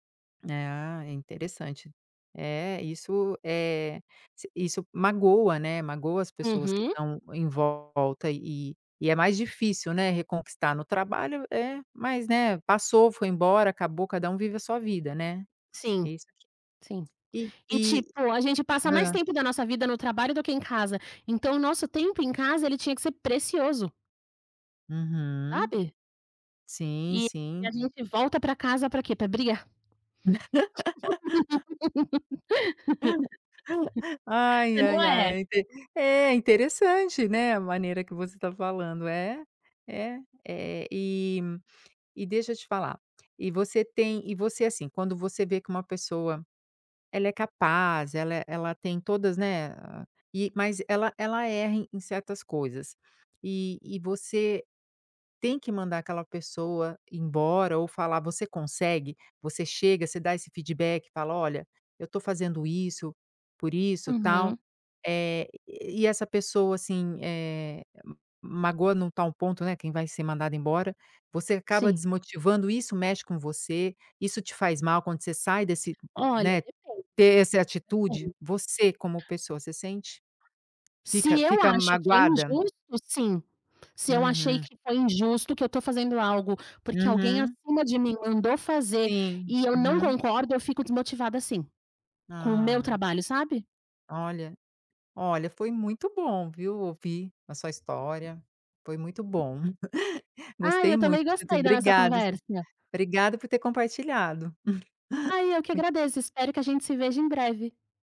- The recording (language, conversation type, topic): Portuguese, podcast, Como dar um feedback difícil sem desmotivar a pessoa?
- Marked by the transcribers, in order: unintelligible speech; other background noise; laugh; laugh; tapping; laugh; chuckle; chuckle